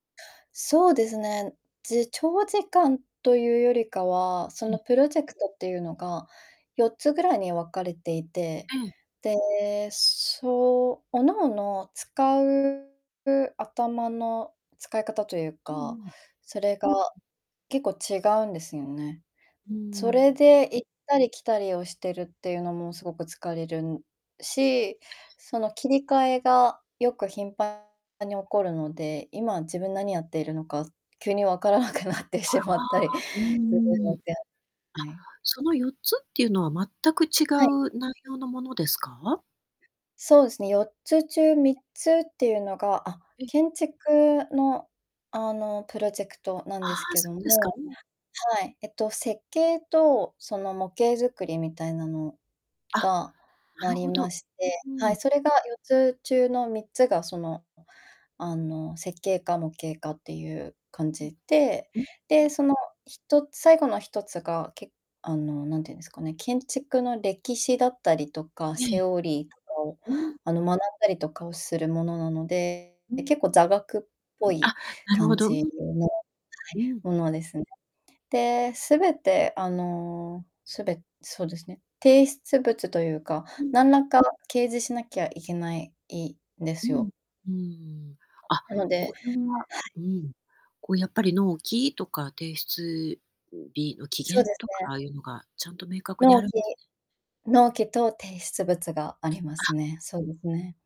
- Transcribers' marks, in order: distorted speech; tapping; laughing while speaking: "急にわからなくなってしまったり"; other background noise; in English: "セオリー"; unintelligible speech
- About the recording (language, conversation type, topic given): Japanese, advice, いつも疲れて集中できず仕事の効率が落ちているのは、どうすれば改善できますか？